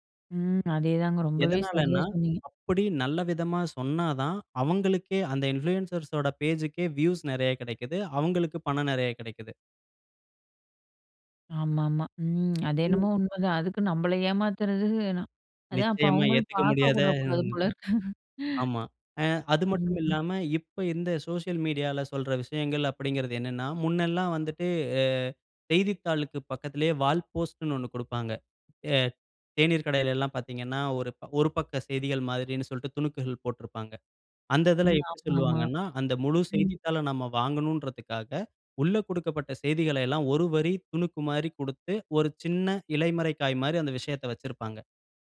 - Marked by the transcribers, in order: in English: "இன்ஃப்ளூயன்சர்ஸோட"; other background noise; background speech; laugh
- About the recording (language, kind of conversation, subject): Tamil, podcast, சமூக ஊடகங்களில் வரும் தகவல் உண்மையா பொய்யா என்பதை நீங்கள் எப்படிச் சரிபார்ப்பீர்கள்?